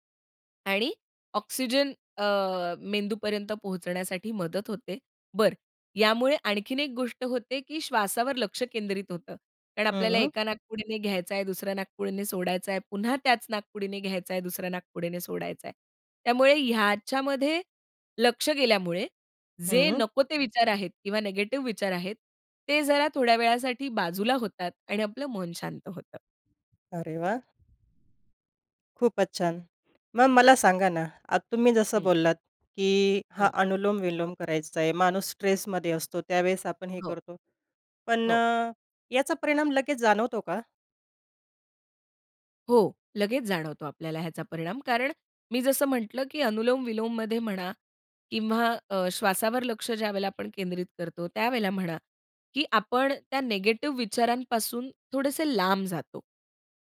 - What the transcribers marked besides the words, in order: other background noise
- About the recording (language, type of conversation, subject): Marathi, podcast, तणावाच्या वेळी श्वासोच्छ्वासाची कोणती तंत्रे तुम्ही वापरता?